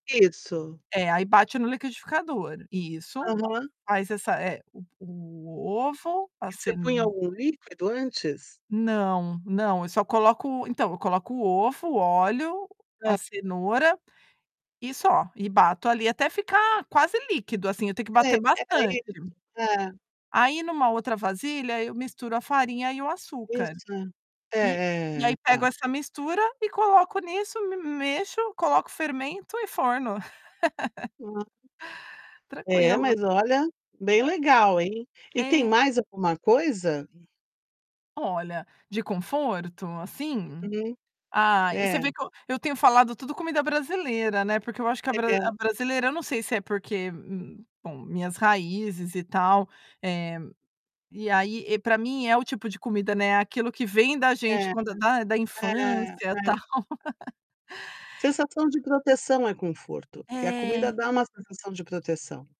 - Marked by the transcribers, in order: tapping; other background noise; distorted speech; unintelligible speech; laugh; laugh
- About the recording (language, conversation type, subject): Portuguese, podcast, Qual comida mais te conforta quando você está pra baixo?